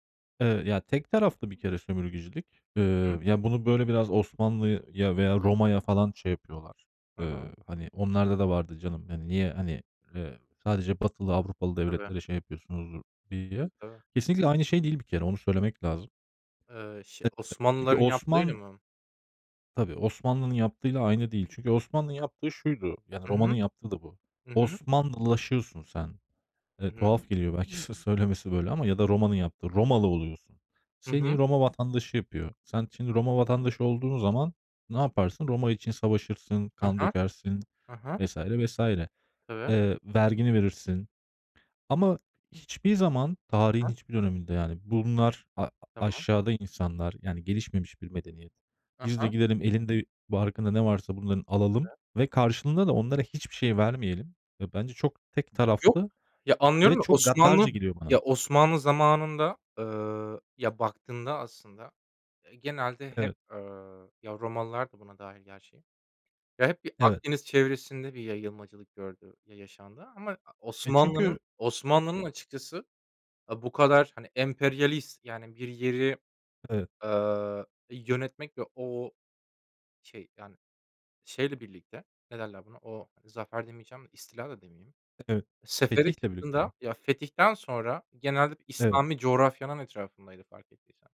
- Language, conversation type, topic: Turkish, unstructured, Tarihte sömürgecilik neden bu kadar büyük zararlara yol açtı?
- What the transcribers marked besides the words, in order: unintelligible speech; laughing while speaking: "belki sö söylemesi böyle"; tapping